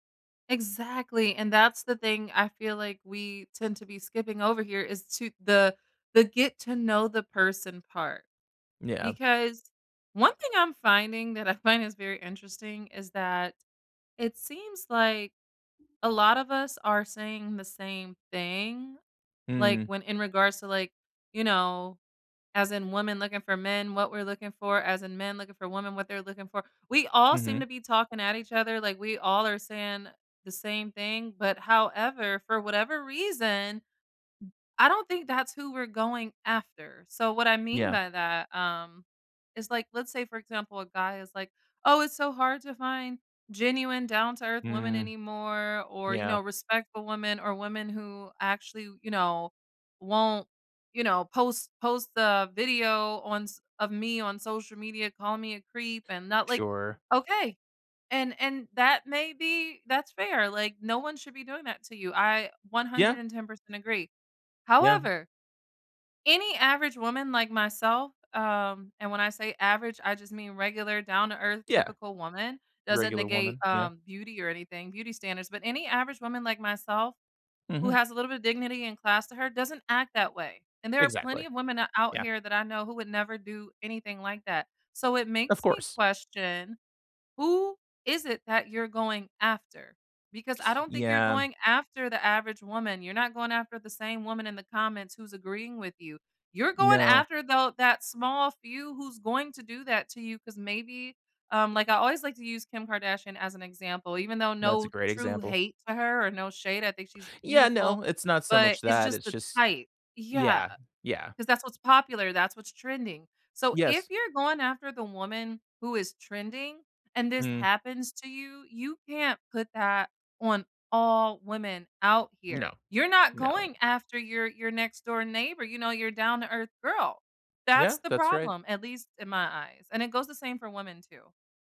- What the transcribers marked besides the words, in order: laughing while speaking: "I find"; stressed: "reason"; other background noise; tapping; stressed: "all"
- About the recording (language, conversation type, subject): English, unstructured, How can I tell I'm holding someone else's expectations, not my own?